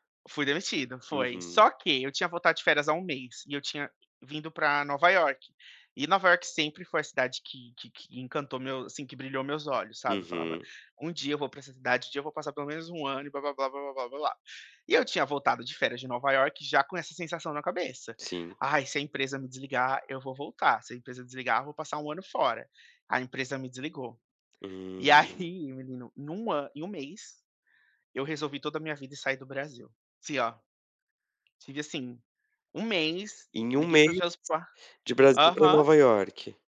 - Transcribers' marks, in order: tapping; chuckle
- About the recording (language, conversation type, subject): Portuguese, advice, Como posso lidar com a perda inesperada do emprego e replanejar minha vida?